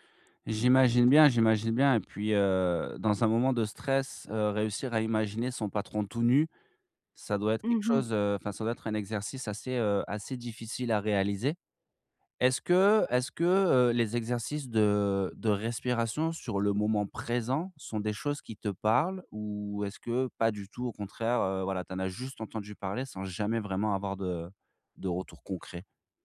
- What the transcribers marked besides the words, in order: tapping
- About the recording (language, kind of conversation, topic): French, advice, Comment réduire rapidement une montée soudaine de stress au travail ou en public ?